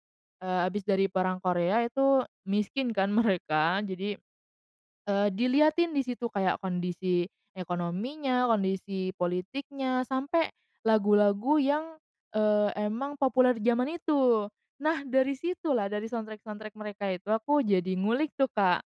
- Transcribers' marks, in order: laughing while speaking: "mereka"; in English: "soundtrack-soundtrack"
- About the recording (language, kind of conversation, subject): Indonesian, podcast, Apa lagu yang selalu bikin kamu semangat, dan kenapa?